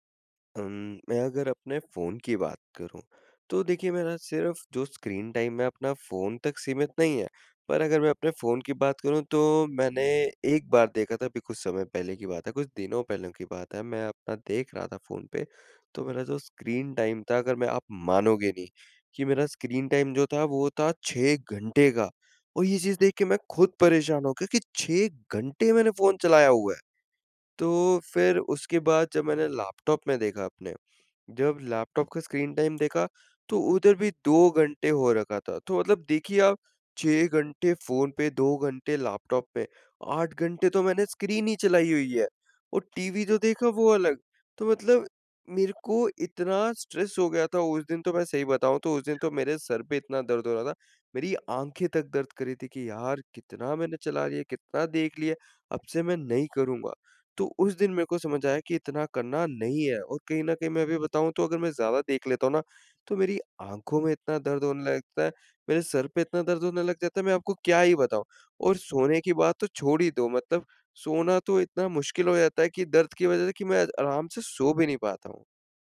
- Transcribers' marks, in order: surprised: "छह घंटे का, और ये … चलाया हुआ है"; in English: "स्ट्रेस"
- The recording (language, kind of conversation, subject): Hindi, advice, स्क्रीन देर तक देखने के बाद नींद न आने की समस्या